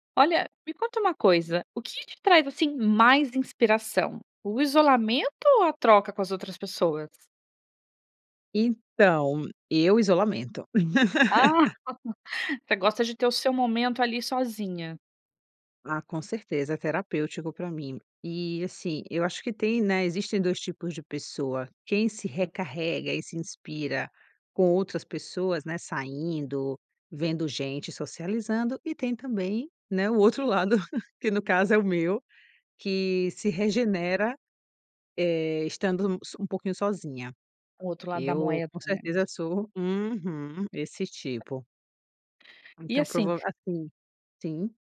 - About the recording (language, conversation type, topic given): Portuguese, podcast, O que te inspira mais: o isolamento ou a troca com outras pessoas?
- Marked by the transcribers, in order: laugh; tapping; laugh